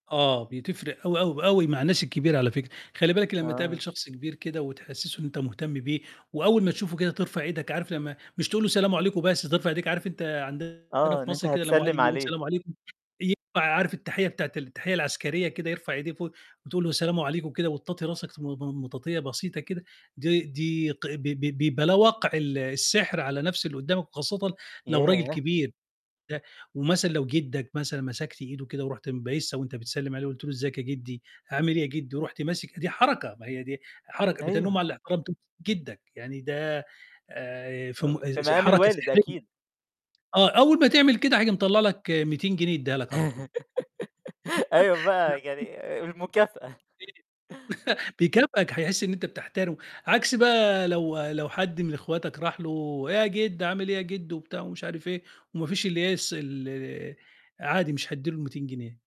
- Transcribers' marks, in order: distorted speech; unintelligible speech; unintelligible speech; other noise; laugh; laughing while speaking: "أيوه بقى، يعني المكافأة"; chuckle; unintelligible speech; tapping; unintelligible speech; chuckle
- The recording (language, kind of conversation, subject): Arabic, podcast, إزاي نبيّن احترامنا بتصرفات بسيطة؟